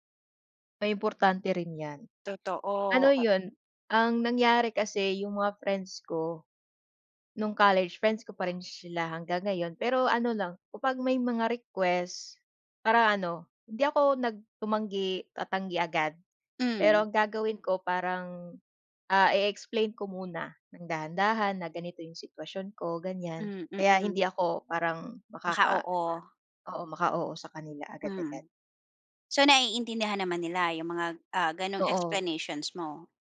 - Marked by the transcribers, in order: dog barking
- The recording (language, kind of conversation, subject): Filipino, podcast, Paano mo natutunan magtakda ng hangganan nang hindi nakakasakit ng iba?